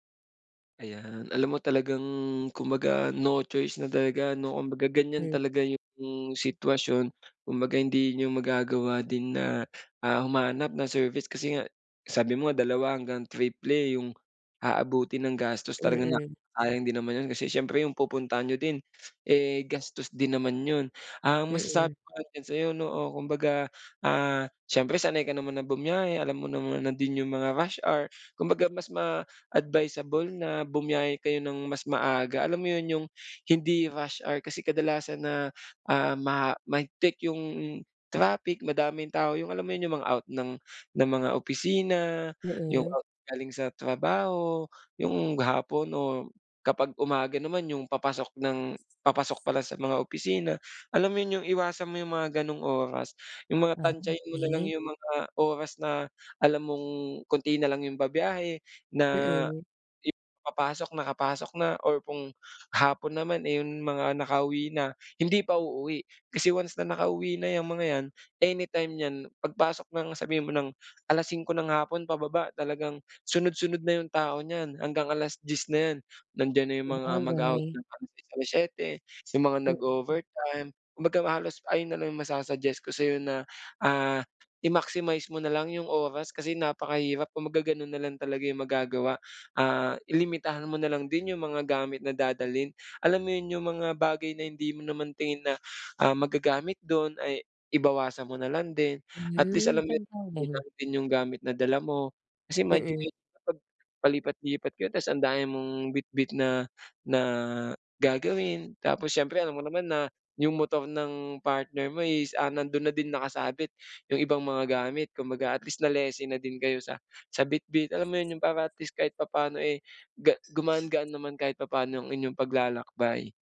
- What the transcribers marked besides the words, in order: unintelligible speech; unintelligible speech; other background noise
- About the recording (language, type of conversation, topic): Filipino, advice, Paano ko makakayanan ang stress at abala habang naglalakbay?